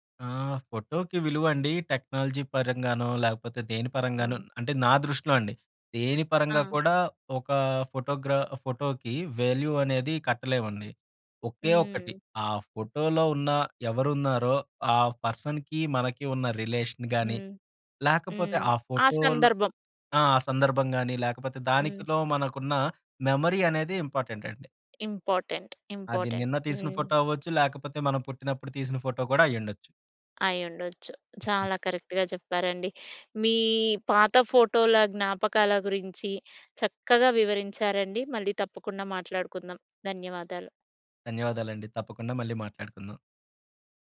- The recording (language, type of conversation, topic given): Telugu, podcast, మీ కుటుంబపు పాత ఫోటోలు మీకు ఏ భావాలు తెస్తాయి?
- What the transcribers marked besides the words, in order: in English: "టెక్నాలజీ"; in English: "వాల్యూ"; in English: "పర్సన్‌కి"; in English: "రిలేషన్"; in English: "మెమరీ"; in English: "ఇంపార్టెంట్. ఇంపార్టెంట్"; giggle; in English: "కరెక్ట్‌గా"